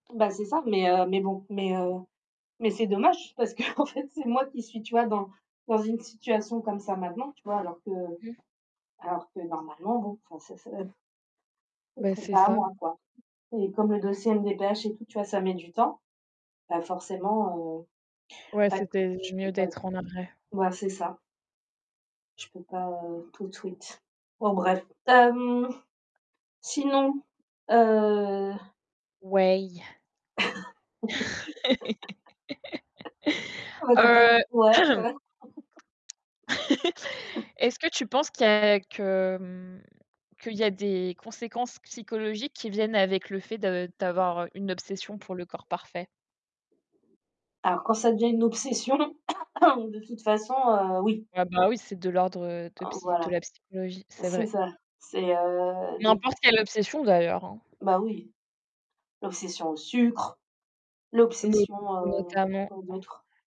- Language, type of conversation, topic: French, unstructured, Préféreriez-vous avoir un corps parfait mais une santé fragile, ou un corps ordinaire mais une santé robuste ?
- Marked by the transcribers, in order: laughing while speaking: "parce qu'en fait"; other background noise; distorted speech; drawn out: "heu"; "Ouais" said as "Ouaille"; laugh; throat clearing; laugh; chuckle; tapping; cough; stressed: "sucre"